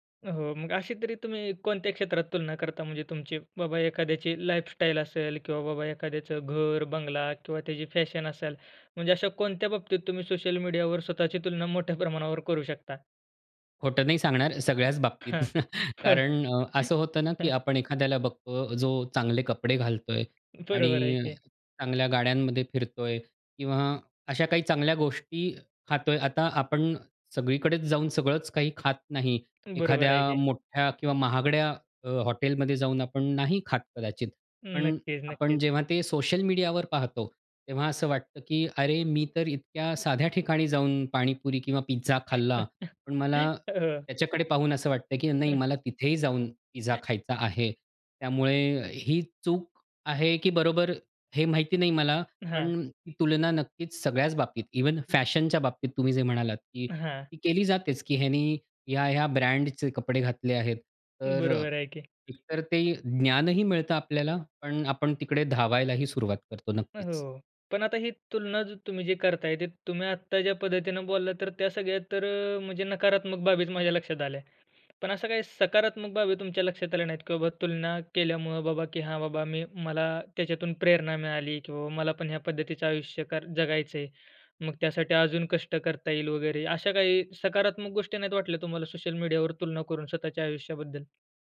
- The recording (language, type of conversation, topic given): Marathi, podcast, सोशल मीडियावरील तुलना आपल्या मनावर कसा परिणाम करते, असं तुम्हाला वाटतं का?
- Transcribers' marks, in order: in English: "लाईफस्टाईल"; laughing while speaking: "मोठ्या प्रमाणावर"; laughing while speaking: "हां. होय"; chuckle; tapping; chuckle; laughing while speaking: "हो"; chuckle; other noise; laughing while speaking: "माझ्या लक्षात"